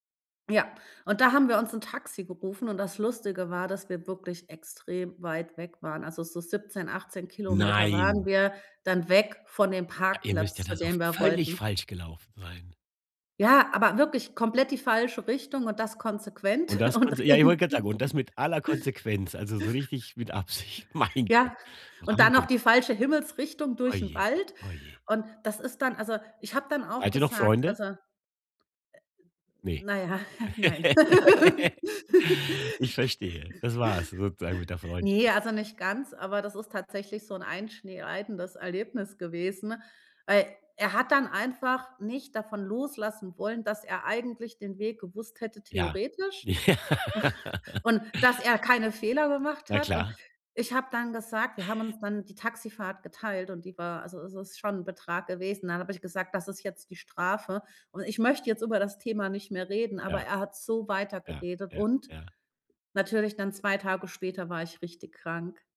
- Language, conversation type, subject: German, podcast, Kannst du mir eine lustige Geschichte erzählen, wie du dich einmal verirrt hast?
- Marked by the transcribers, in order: surprised: "Nein"; stressed: "Nein"; stressed: "völlig"; laughing while speaking: "und auch irgend"; laughing while speaking: "Mein Gott"; other noise; chuckle; laugh; laughing while speaking: "u"; laughing while speaking: "Ja"